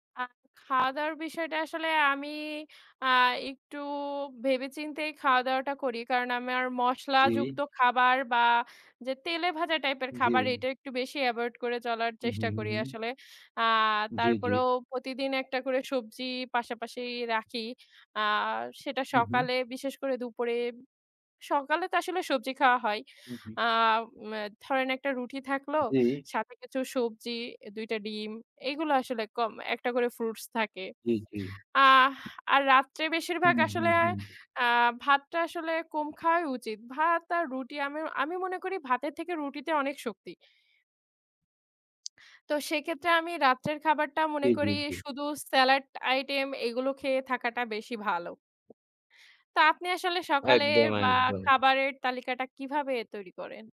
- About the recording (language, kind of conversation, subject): Bengali, unstructured, আপনি কীভাবে নিজেকে সুস্থ রাখেন?
- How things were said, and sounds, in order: "একটু" said as "ইকটু"; "আমার" said as "আমেয়ার"; other background noise